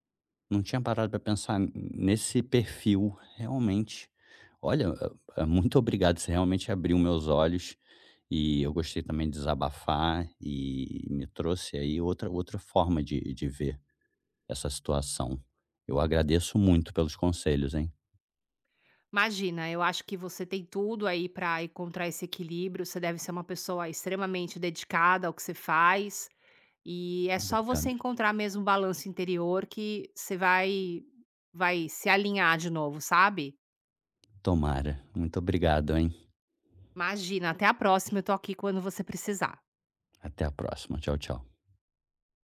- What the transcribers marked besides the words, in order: tapping; "Imagina" said as "magina"; "você" said as "cê"; "Imagina" said as "magina"; other background noise
- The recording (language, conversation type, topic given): Portuguese, advice, Como lidar com o medo de uma recaída após uma pequena melhora no bem-estar?